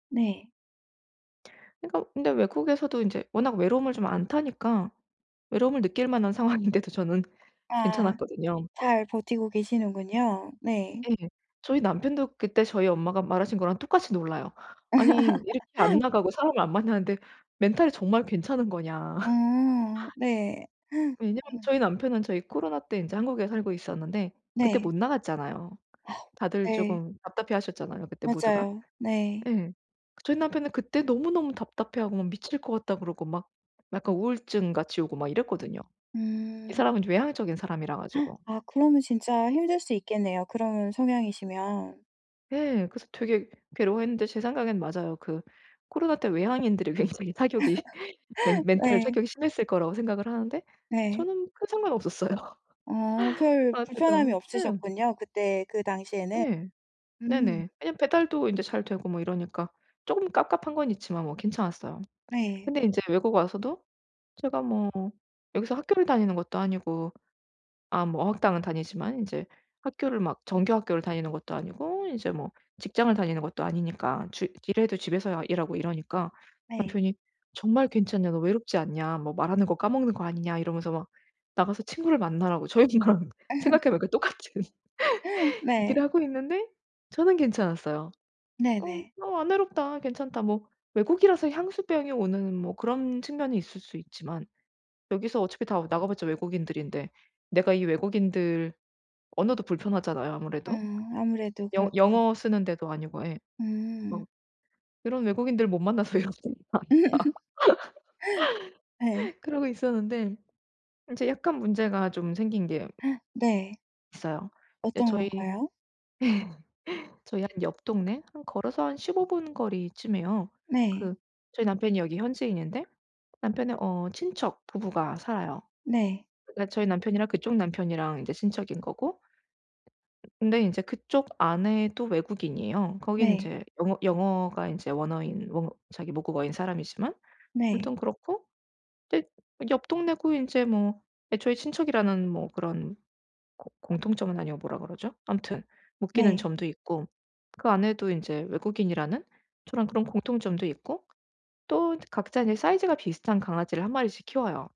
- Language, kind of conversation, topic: Korean, advice, 파티나 친구 모임에서 자주 느끼는 사회적 불편함을 어떻게 관리하면 좋을까요?
- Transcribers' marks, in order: laughing while speaking: "상황인데도"; other background noise; laugh; laugh; gasp; sigh; tapping; gasp; laugh; laughing while speaking: "없었어요"; laugh; laugh; laughing while speaking: "저희 집이랑 생각해 보니까 똑같은"; laugh; laugh; unintelligible speech; laugh; gasp; laugh